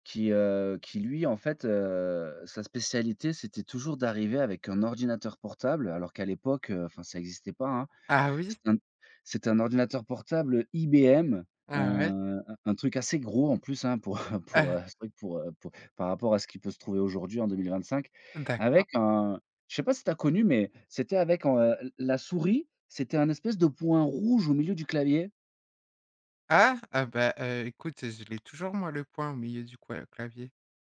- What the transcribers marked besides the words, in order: tapping; laughing while speaking: "pour, heu"; "clavier" said as "coua"
- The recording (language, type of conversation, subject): French, podcast, Comment étaient les repas en famille chez toi quand tu étais petit ?